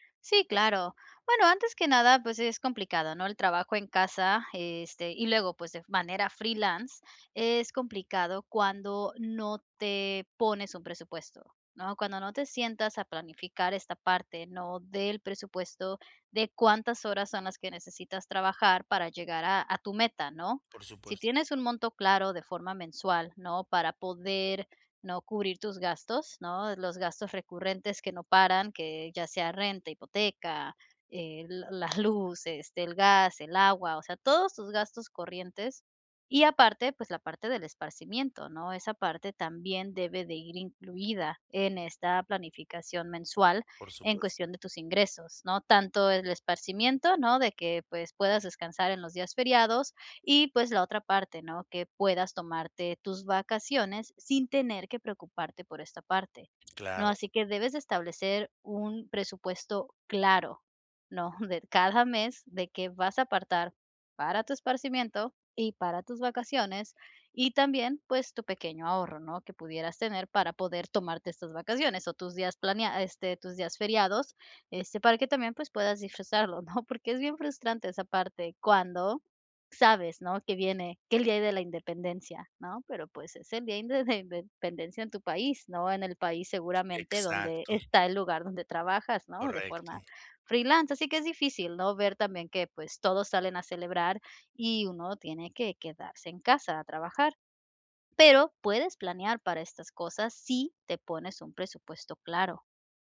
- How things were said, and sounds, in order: laughing while speaking: "¿no?"; other background noise
- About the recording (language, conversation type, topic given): Spanish, advice, ¿Cómo puedo manejar el estrés durante celebraciones y vacaciones?